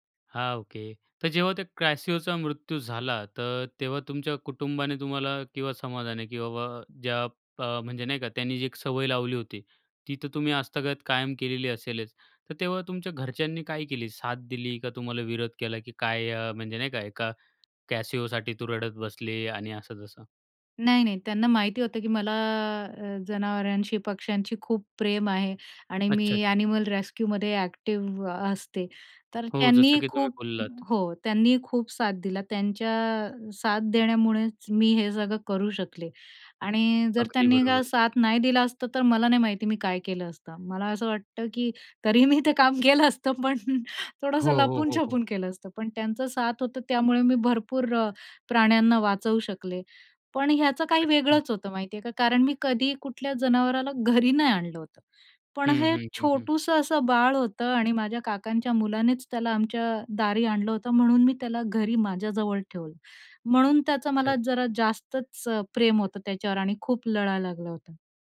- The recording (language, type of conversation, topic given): Marathi, podcast, प्रेमामुळे कधी तुमचं आयुष्य बदललं का?
- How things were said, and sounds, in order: in English: "ॲनिमल रेस्क्यूमध्ये ॲक्टिव्ह"